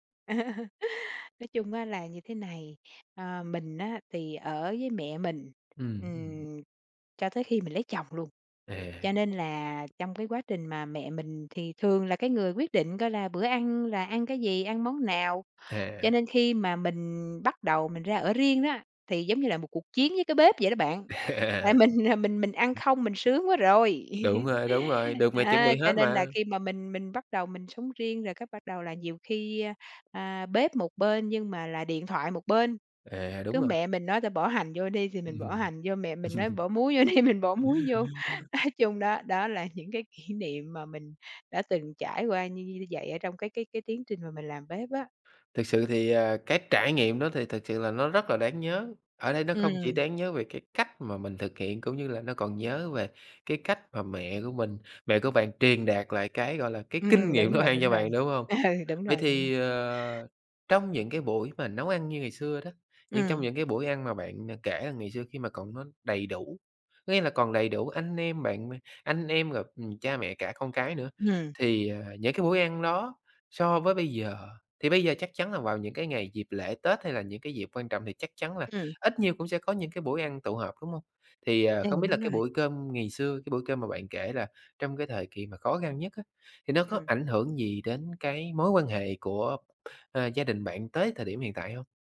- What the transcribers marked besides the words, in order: laugh; tapping; laughing while speaking: "mình"; laughing while speaking: "À"; other background noise; laugh; laughing while speaking: "vô đi"; laughing while speaking: "ừm"; laughing while speaking: "Nói"; laughing while speaking: "nấu ăn"; laughing while speaking: "ừ"; horn
- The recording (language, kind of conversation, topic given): Vietnamese, podcast, Bạn có thể kể về bữa cơm gia đình đáng nhớ nhất của bạn không?